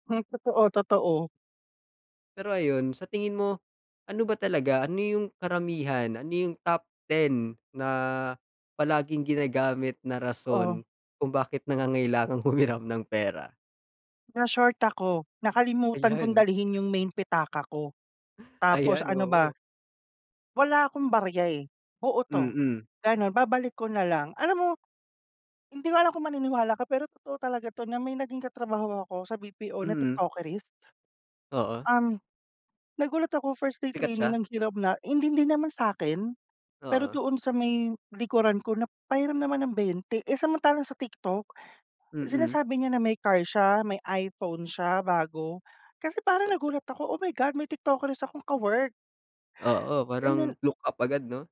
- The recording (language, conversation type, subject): Filipino, unstructured, Ano ang saloobin mo sa mga taong palaging humihiram ng pera?
- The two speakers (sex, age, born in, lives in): male, 20-24, Philippines, Philippines; male, 30-34, Philippines, Philippines
- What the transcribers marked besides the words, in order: laughing while speaking: "humiram"; chuckle